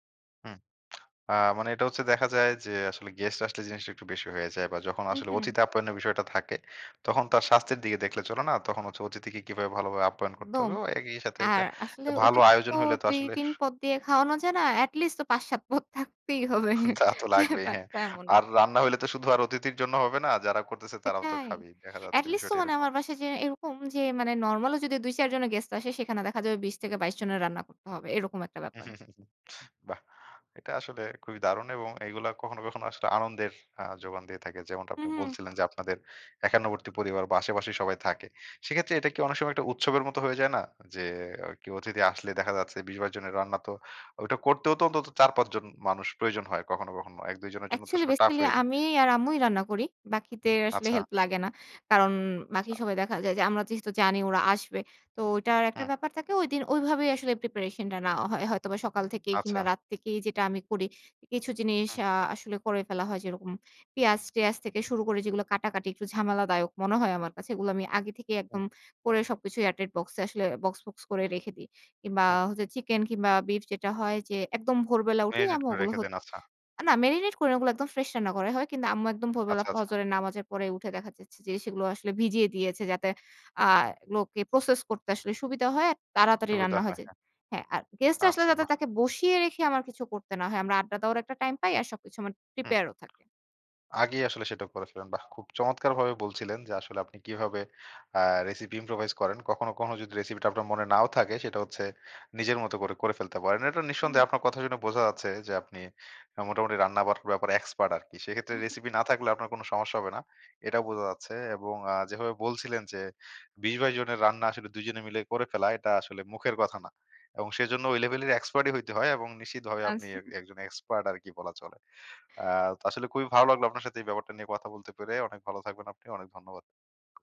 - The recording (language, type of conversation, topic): Bengali, podcast, রেসিপি ছাড়াই আপনি কীভাবে নিজের মতো করে রান্না করেন?
- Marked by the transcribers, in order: laughing while speaking: "থাকতেই হবে"; laughing while speaking: "তা তো লাগবেই, হ্যাঁ"; chuckle; unintelligible speech; lip smack; tapping